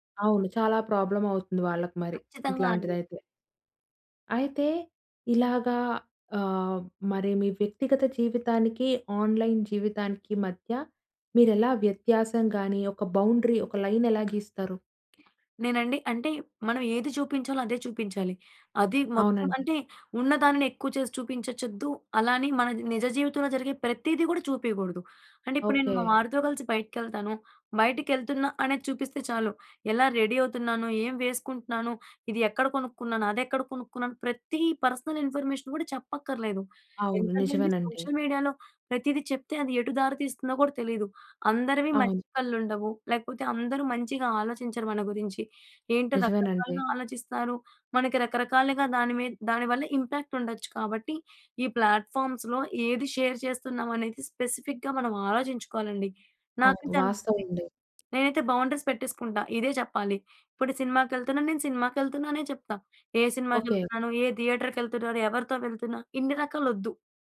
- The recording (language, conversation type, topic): Telugu, podcast, పబ్లిక్ లేదా ప్రైవేట్ ఖాతా ఎంచుకునే నిర్ణయాన్ని మీరు ఎలా తీసుకుంటారు?
- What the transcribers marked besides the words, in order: in English: "ప్రాబ్లమ్"; in English: "ఆన్‌లైన్"; in English: "బౌండరీ"; in English: "లైన్"; tapping; other background noise; in English: "రెడీ"; in English: "పర్సనల్ ఇన్ఫర్మేషన్"; in English: "సోషల్ మీడియాలో"; in English: "ఇంపాక్ట్"; in English: "ప్లాట్ఫార్మ్‌స్‌లో"; in English: "షేర్"; in English: "స్పెసిఫిక్‌గా"; in English: "బౌండరీస్"